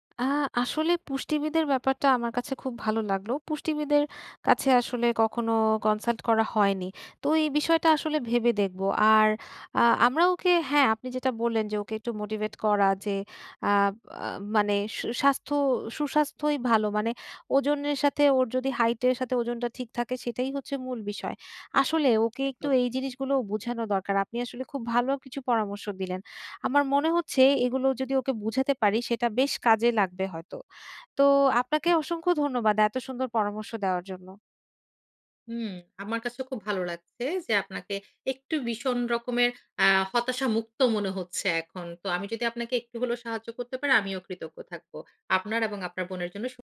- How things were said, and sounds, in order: tapping; lip smack
- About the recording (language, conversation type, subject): Bengali, advice, ফিটনেস লক্ষ্য ঠিক না হওয়ায় বিভ্রান্তি ও সিদ্ধান্তহীনতা